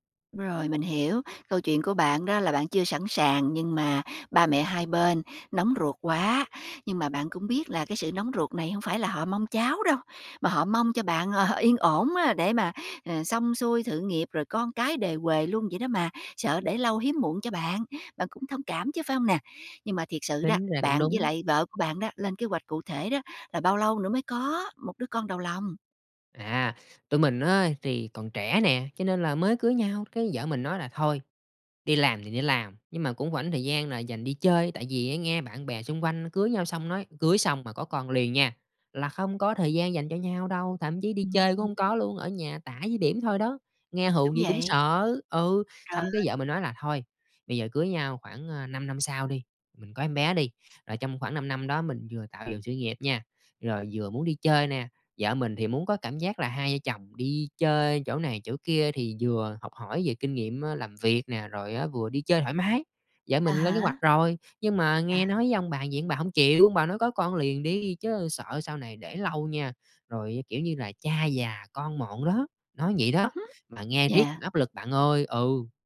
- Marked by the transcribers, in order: other background noise; laughing while speaking: "là"; tapping; "rảnh" said as "quảnh"
- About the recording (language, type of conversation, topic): Vietnamese, advice, Bạn cảm thấy thế nào khi bị áp lực phải có con sau khi kết hôn?